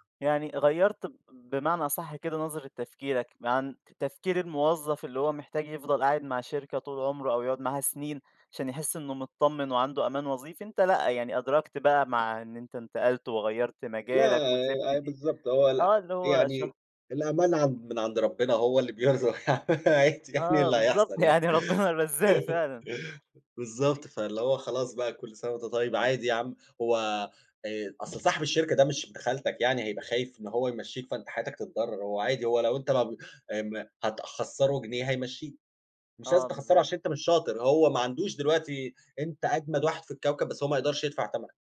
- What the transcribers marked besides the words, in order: laughing while speaking: "يعني، عادي يعني اللي هيحصل يعني"; laugh; laughing while speaking: "يعني ربّنا"; unintelligible speech
- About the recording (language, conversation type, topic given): Arabic, podcast, هتتصرف إزاي لو فقدت شغلك فجأة؟